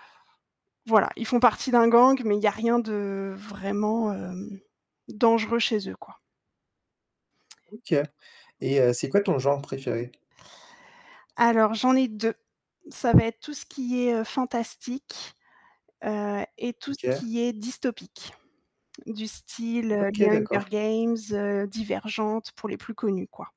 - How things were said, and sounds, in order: static; distorted speech; other background noise; tapping
- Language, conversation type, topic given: French, podcast, Que penses-tu des adaptations de livres au cinéma, en général ?